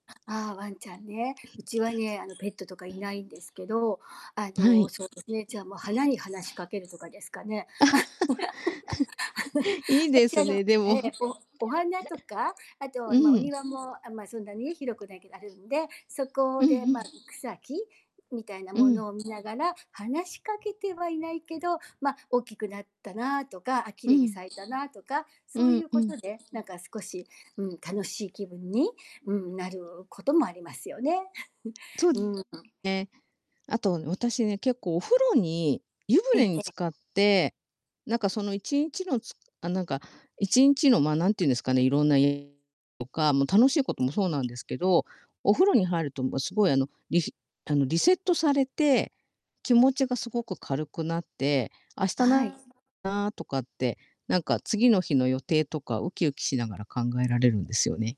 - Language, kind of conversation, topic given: Japanese, unstructured, 毎日を楽しく過ごすために、どんな工夫をしていますか？
- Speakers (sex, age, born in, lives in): female, 50-54, Japan, Japan; female, 65-69, Japan, Japan
- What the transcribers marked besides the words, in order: throat clearing; other background noise; throat clearing; chuckle; chuckle; chuckle; distorted speech